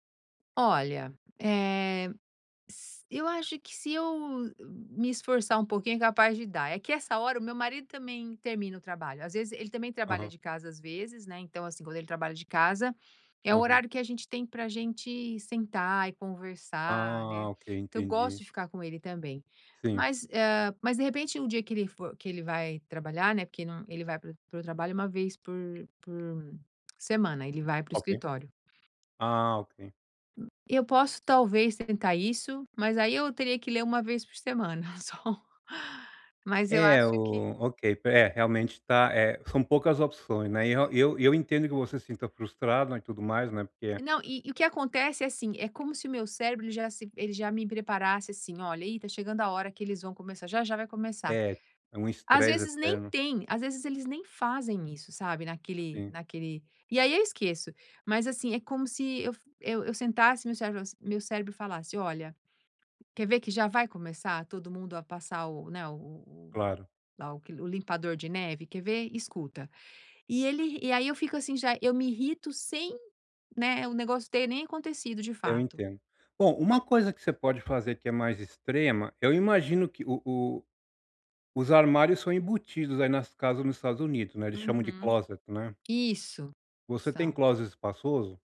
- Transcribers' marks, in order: tapping; laughing while speaking: "só"
- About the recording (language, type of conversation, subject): Portuguese, advice, Como posso relaxar em casa com tantas distrações e barulho ao redor?